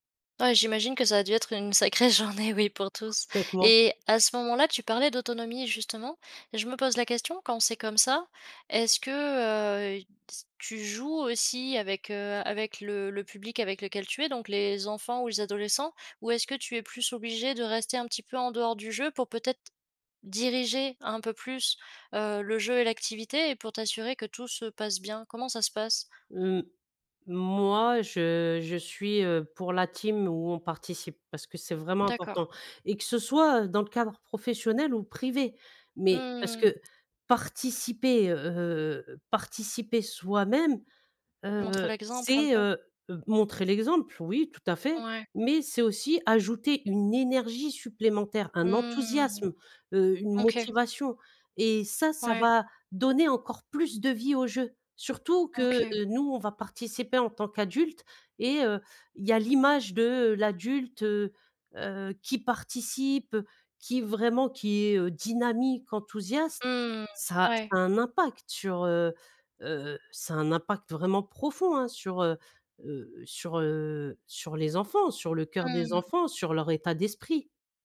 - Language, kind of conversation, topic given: French, podcast, Comment fais-tu pour inventer des jeux avec peu de moyens ?
- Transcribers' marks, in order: laughing while speaking: "une sacrée journée oui pour tous"; other background noise; stressed: "énergie"